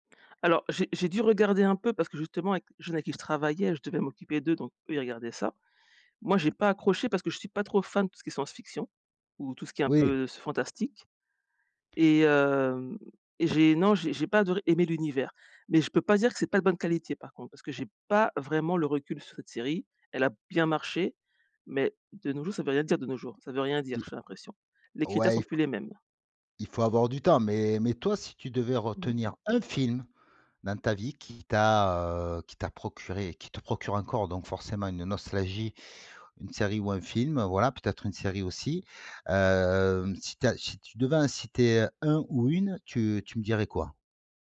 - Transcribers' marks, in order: tapping; other background noise; stressed: "un"; drawn out: "hem"
- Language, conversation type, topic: French, podcast, Pourquoi aimons-nous tant la nostalgie dans les séries et les films ?